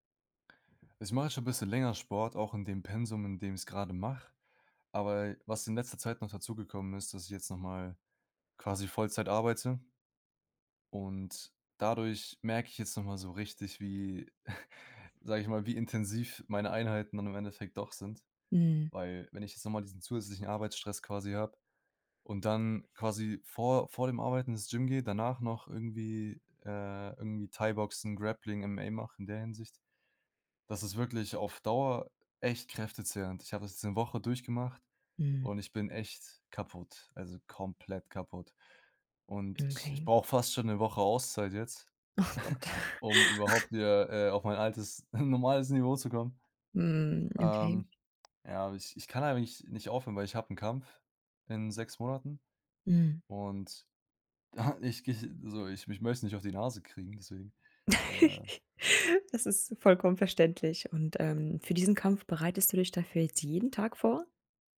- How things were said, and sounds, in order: chuckle; stressed: "komplett"; other noise; laughing while speaking: "Oh Gott"; laugh; chuckle; chuckle; drawn out: "Mhm"; other background noise; laugh
- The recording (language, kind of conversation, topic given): German, advice, Wie bemerkst du bei dir Anzeichen von Übertraining und mangelnder Erholung, zum Beispiel an anhaltender Müdigkeit?